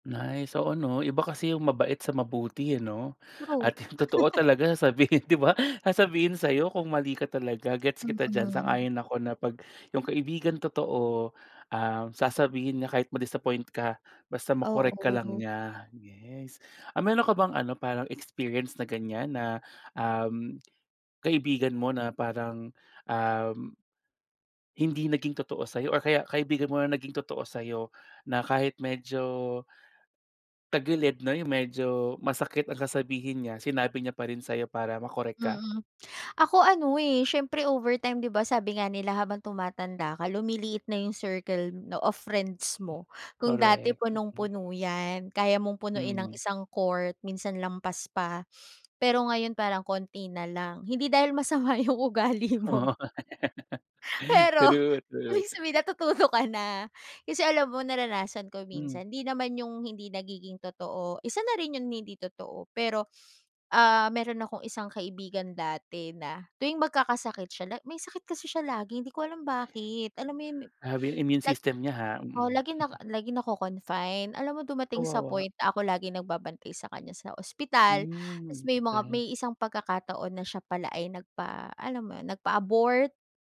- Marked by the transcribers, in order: laughing while speaking: "totoo talaga sasabihin, 'di ba, sasabihin sa 'yo kung mali"; laugh; other background noise; tongue click; tapping; laughing while speaking: "masama 'yung ugali mo"; laugh; laughing while speaking: "pero ibig sabihin, natutuyo ka na"; gasp; chuckle
- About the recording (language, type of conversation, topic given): Filipino, podcast, Ano ang malinaw na palatandaan ng isang tunay na kaibigan?